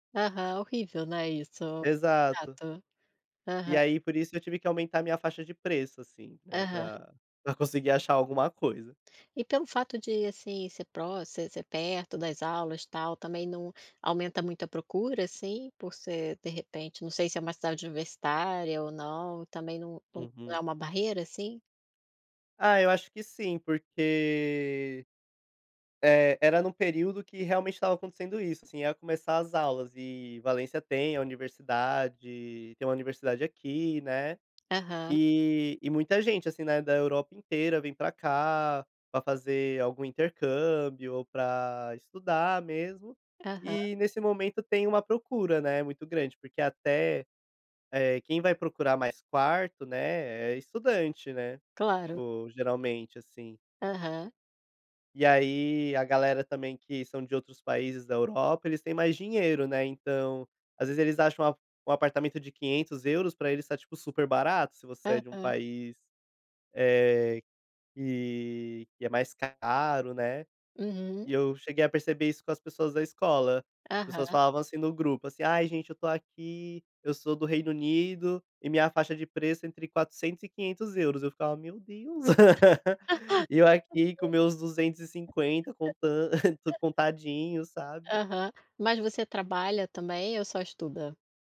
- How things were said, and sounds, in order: tapping; other background noise; laugh; chuckle
- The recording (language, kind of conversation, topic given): Portuguese, podcast, Como você supera o medo da mudança?